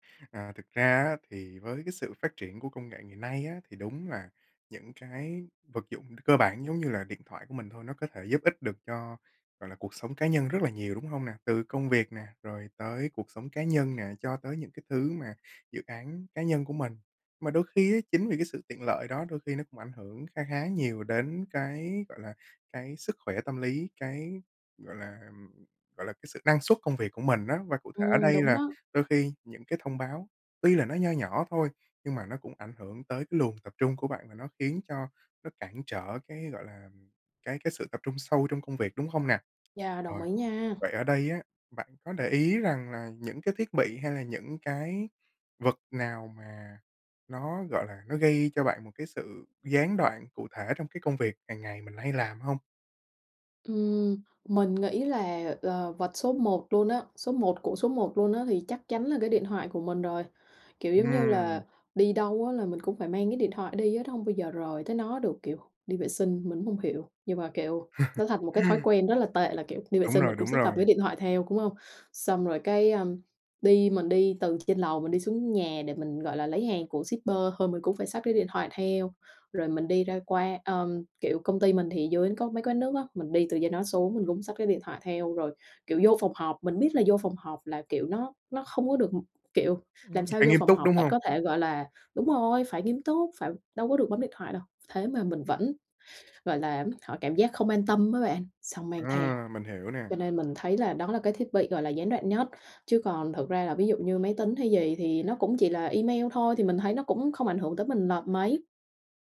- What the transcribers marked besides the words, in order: tapping; other background noise; laugh; in English: "shipper"
- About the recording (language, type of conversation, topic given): Vietnamese, advice, Làm sao tôi có thể tập trung sâu khi bị phiền nhiễu kỹ thuật số?